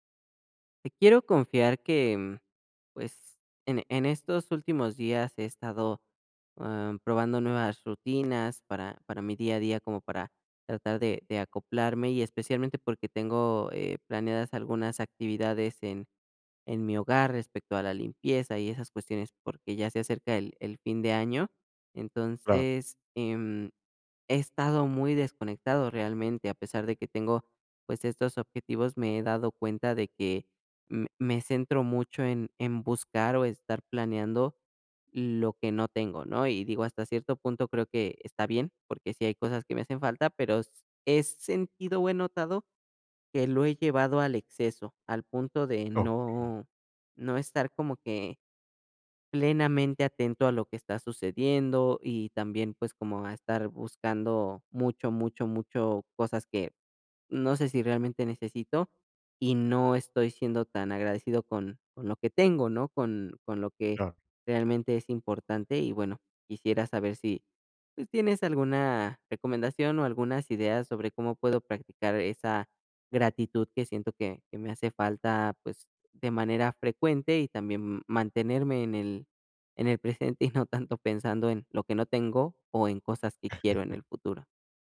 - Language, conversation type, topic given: Spanish, advice, ¿Cómo puedo practicar la gratitud a diario y mantenerme presente?
- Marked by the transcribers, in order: tapping; laughing while speaking: "y no tanto pensando"; chuckle